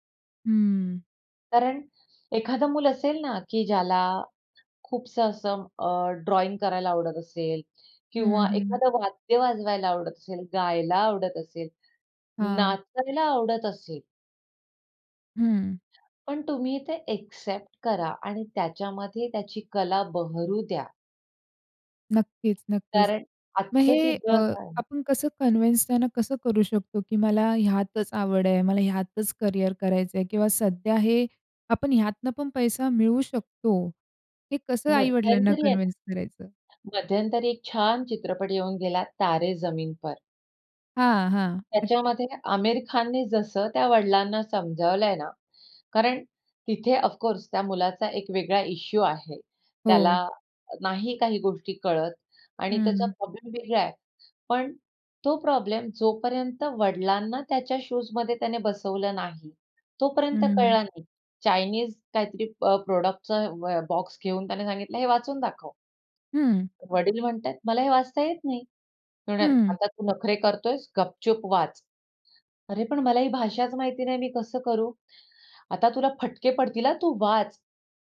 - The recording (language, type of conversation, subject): Marathi, podcast, आई-वडिलांना तुमच्या करिअरबाबत कोणत्या अपेक्षा असतात?
- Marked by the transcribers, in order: other background noise; in English: "ॲक्सेप्ट"; tapping; in English: "कन्व्हिन्स"; in English: "कन्व्हिन्स"; in English: "ऑफकोर्स"; in English: "इश्यू"; in English: "प प्रॉडक्टचा ब बॉक्स"; put-on voice: "हे वाचून दाखव ...वडील म्हणतायेत … हा, तू वाच"